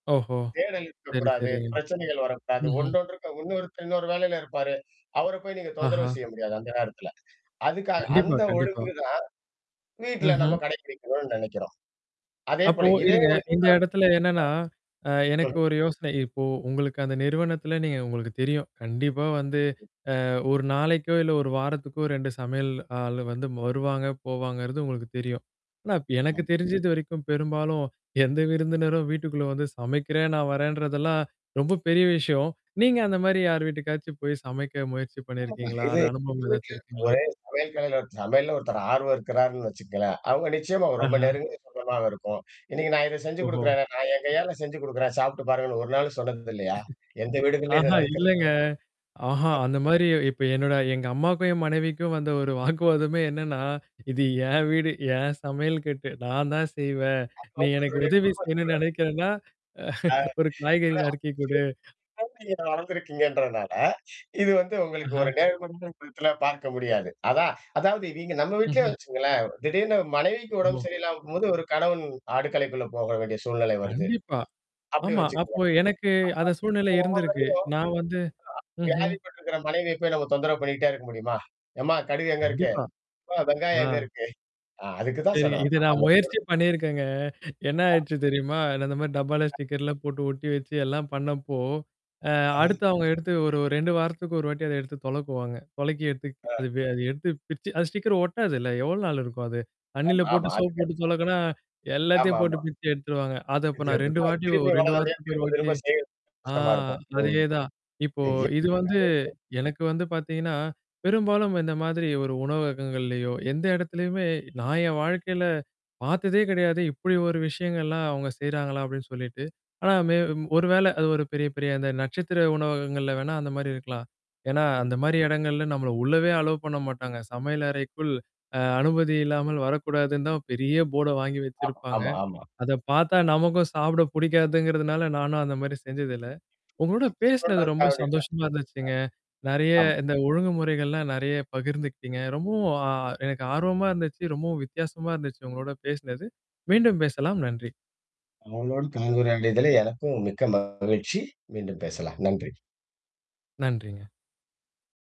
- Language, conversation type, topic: Tamil, podcast, வீட்டின் ஒழுங்கை மாற்றும்போது குடும்பத்தினரை நீங்கள் எப்படி சேர்த்துக்கொள்கிறீர்கள்?
- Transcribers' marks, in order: distorted speech; other noise; tapping; unintelligible speech; unintelligible speech; other background noise; laugh; laugh; unintelligible speech; unintelligible speech; unintelligible speech; mechanical hum; unintelligible speech; laughing while speaking: "என்ன ஆயிடுச்சு தெரியுமா?"; in English: "ஸ்டிக்கர்லாம்"; in English: "ஸ்டிக்கர்"; in English: "கரெக்ட்தான்"; unintelligible speech; unintelligible speech; unintelligible speech; in English: "போர்ட"; unintelligible speech